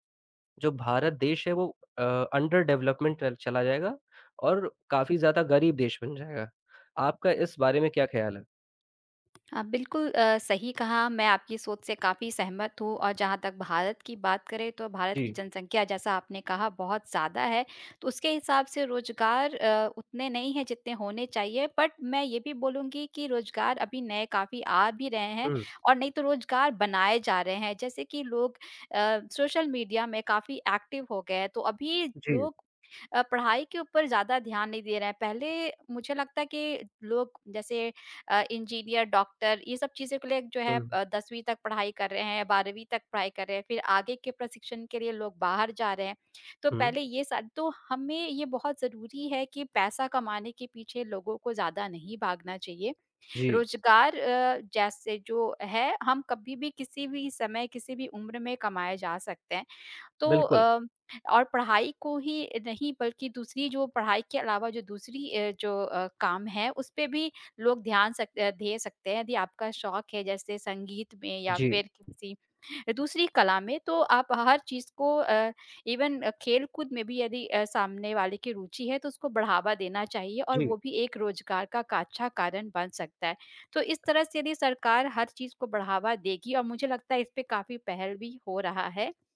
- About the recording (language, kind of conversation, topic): Hindi, unstructured, सरकार को रोजगार बढ़ाने के लिए कौन से कदम उठाने चाहिए?
- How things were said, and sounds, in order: in English: "अंडर डेवलपमेंटल"; tapping; in English: "बट"; in English: "एक्टिव"; in English: "इवन"